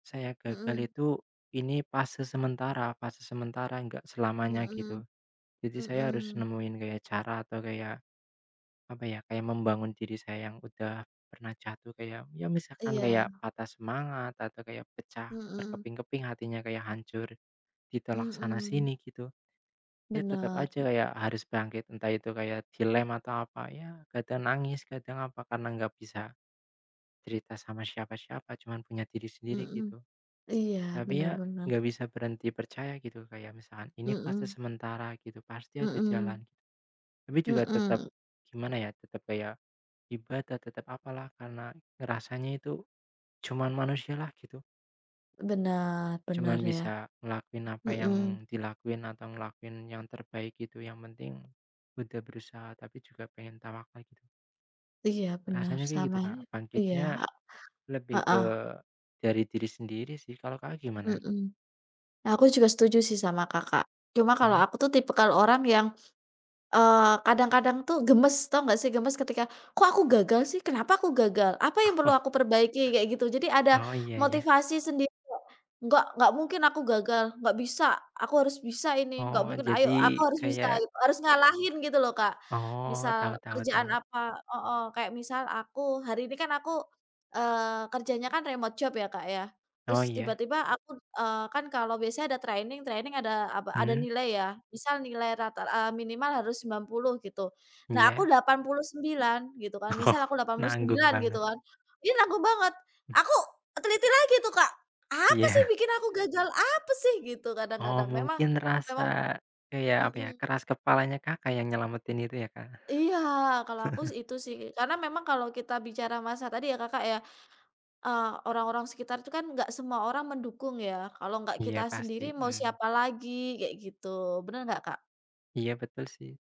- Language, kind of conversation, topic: Indonesian, unstructured, Bagaimana kamu biasanya menghadapi kegagalan dalam hidup?
- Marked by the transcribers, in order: other background noise; other noise; sniff; tapping; chuckle; unintelligible speech; in English: "remote job"; in English: "training, training"; laughing while speaking: "Oh"; laughing while speaking: "Iya"; chuckle